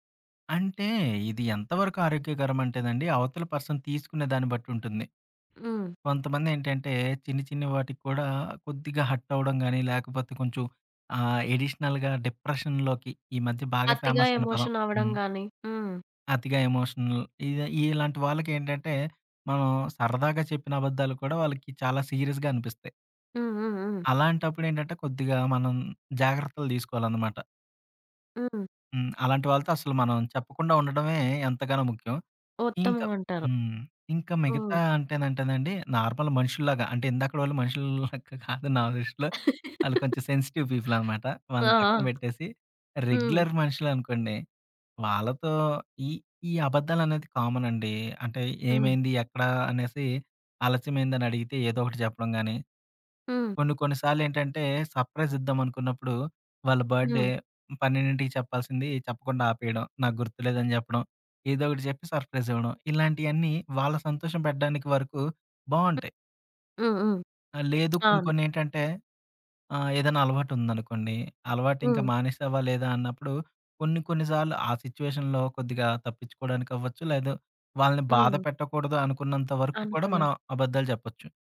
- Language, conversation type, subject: Telugu, podcast, చిన్న అబద్ధాల గురించి నీ అభిప్రాయం ఏంటి?
- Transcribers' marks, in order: in English: "పర్సన్"; in English: "హర్ట్"; in English: "అడిషనల్‌గా డిప్రెషన్‌లోకి"; tapping; in English: "ఫేమస్"; in English: "ఎమోషన్"; in English: "ఎమోషనల్"; in English: "సీరియస్‌గా"; in English: "నార్మల్"; giggle; laugh; in English: "సెన్సిటివ్ పీపుల్"; in English: "రెగ్యులర్"; in English: "కామన్"; in English: "సర్‌ప్రై‌జ్"; in English: "బర్డ్ డే"; in English: "సర్‌ప్రైజ్"; other noise; in English: "సిట్యుయేషన్‌లో"